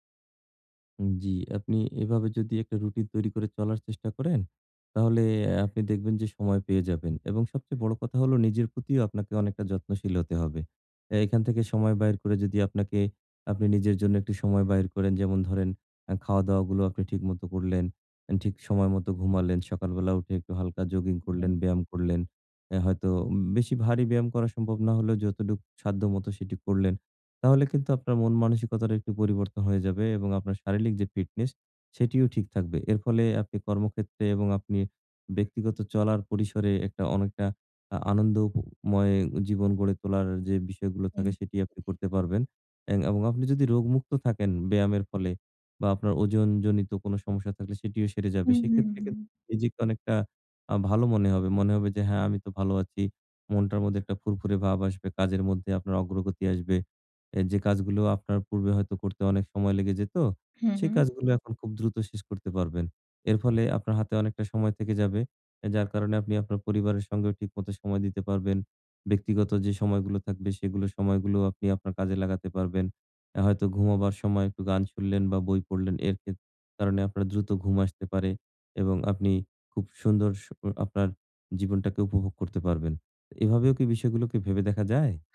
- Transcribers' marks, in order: unintelligible speech; "শারীরিক" said as "শারীলিক"; unintelligible speech
- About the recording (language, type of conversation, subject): Bengali, advice, বড় পরিবর্তনকে ছোট ধাপে ভাগ করে কীভাবে শুরু করব?